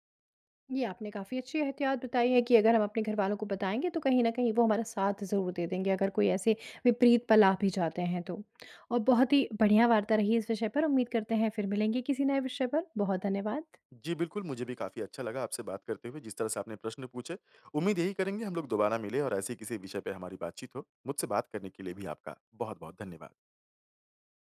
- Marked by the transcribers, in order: tapping
- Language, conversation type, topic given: Hindi, podcast, ऑनलाइन दोस्ती और असली दोस्ती में क्या फर्क लगता है?